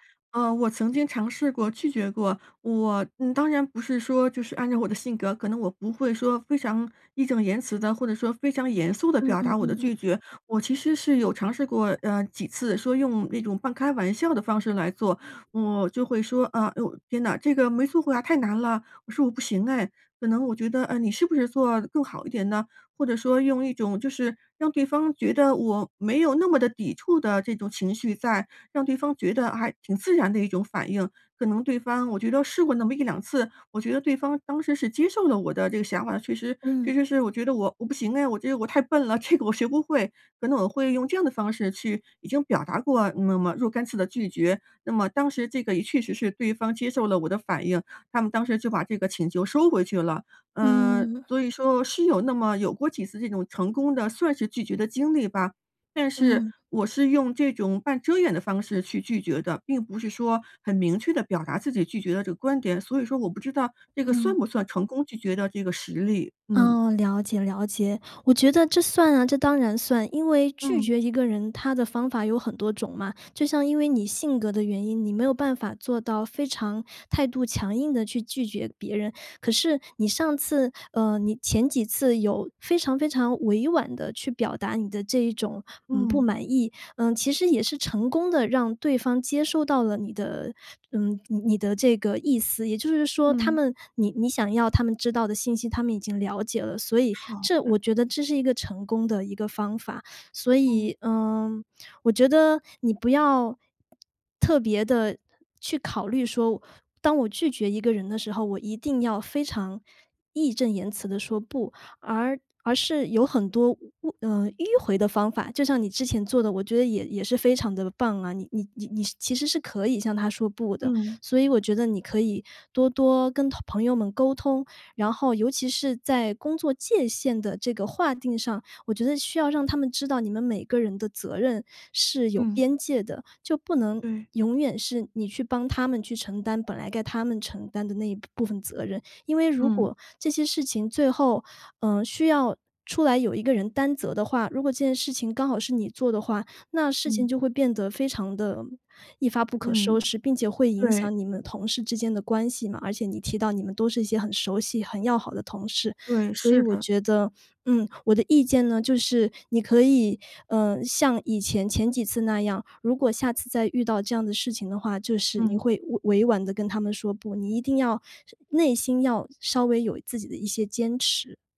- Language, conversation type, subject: Chinese, advice, 我总是很难拒绝别人，导致压力不断累积，该怎么办？
- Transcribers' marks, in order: laughing while speaking: "我的"; laughing while speaking: "这个"